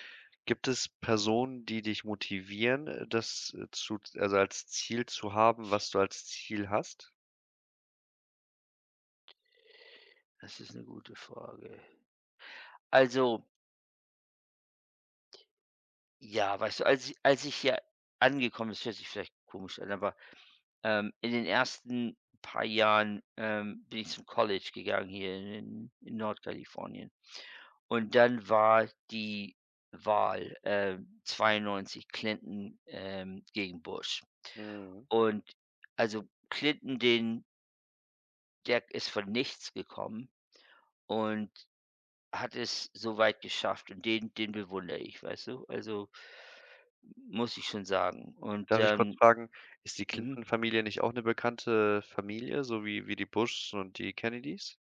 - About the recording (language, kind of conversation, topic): German, unstructured, Was motiviert dich, deine Träume zu verfolgen?
- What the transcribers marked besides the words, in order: none